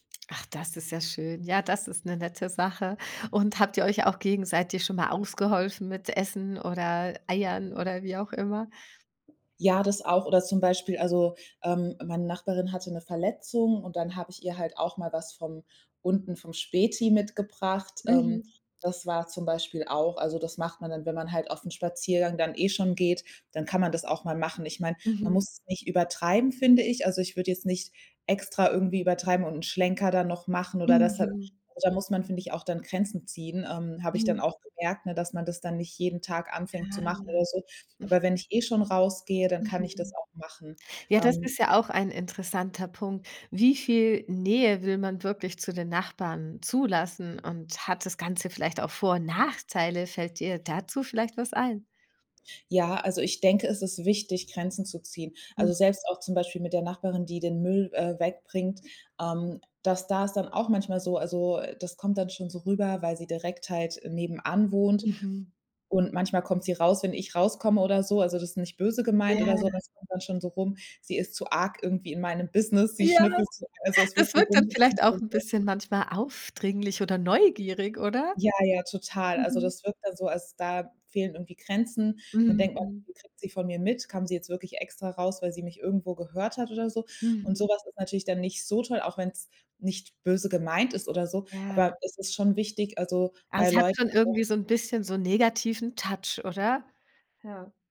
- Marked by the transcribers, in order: snort; unintelligible speech
- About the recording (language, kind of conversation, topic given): German, podcast, Wie kann man das Vertrauen in der Nachbarschaft stärken?